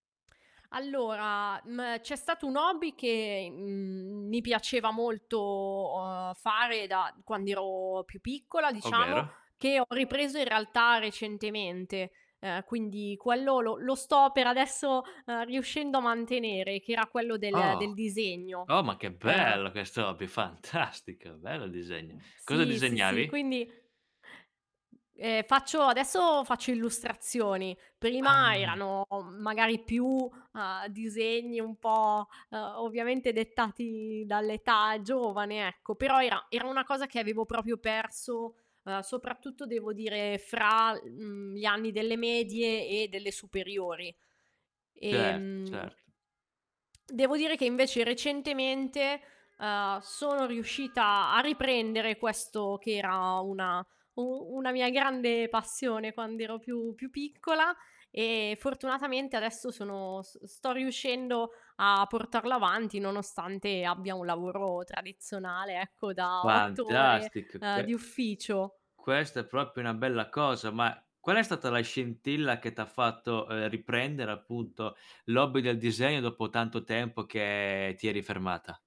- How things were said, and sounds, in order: drawn out: "molto"; tapping; other background noise; distorted speech; surprised: "Ah"; "proprio" said as "propio"; siren; "proprio" said as "propio"
- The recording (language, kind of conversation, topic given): Italian, podcast, Che consiglio daresti a chi vuole riprendere un vecchio interesse?